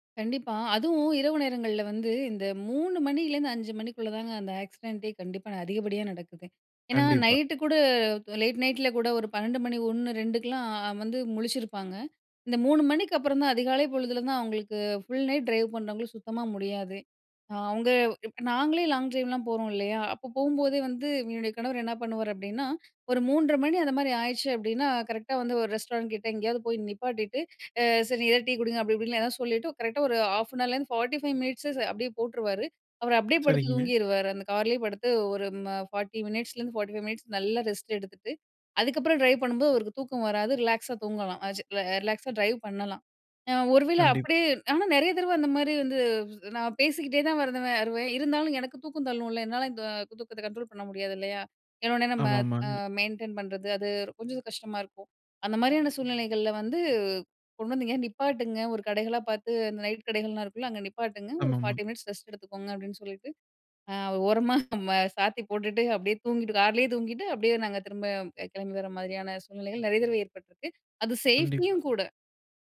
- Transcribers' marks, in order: in English: "லேட் நைட்"; in English: "ஃபுல் நைட் டிரைவ்"; in English: "லாங் டிரைவ்"; inhale; in English: "ரெஸ்டாரண்ட்"; in English: "டிரைவ்"; in English: "டிரைவ்"; unintelligible speech; in English: "கண்ட்ரோல்"; in English: "மெயின்டெயின்"; in English: "சேஃப்டி"
- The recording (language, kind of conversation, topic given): Tamil, podcast, சிறு தூக்கம் உங்களுக்கு எப்படிப் பயனளிக்கிறது?